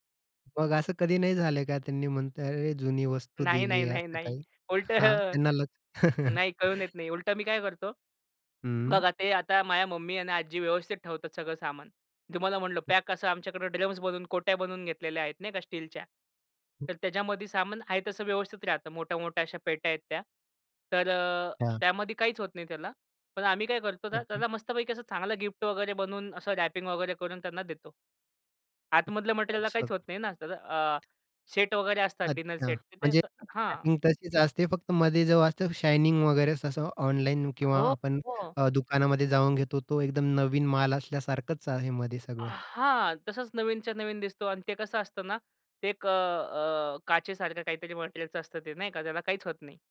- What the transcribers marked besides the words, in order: laughing while speaking: "उलट"; laughing while speaking: "लक्ष"; other background noise; in English: "रॅपिंग"; tapping
- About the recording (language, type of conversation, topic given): Marathi, podcast, घरात सामान नीट साठवून अव्यवस्था कमी करण्यासाठी तुमच्या कोणत्या टिप्स आहेत?